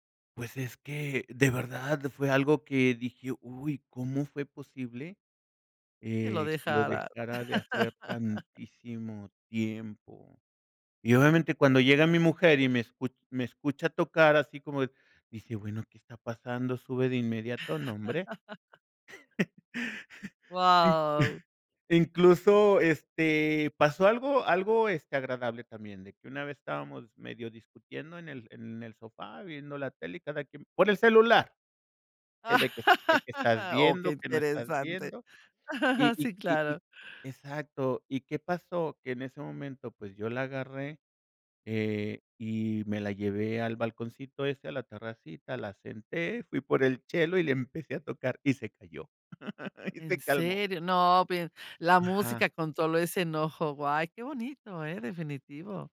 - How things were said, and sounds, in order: chuckle; chuckle; chuckle; chuckle; chuckle
- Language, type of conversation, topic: Spanish, podcast, ¿Qué rincón de tu casa te hace sonreír?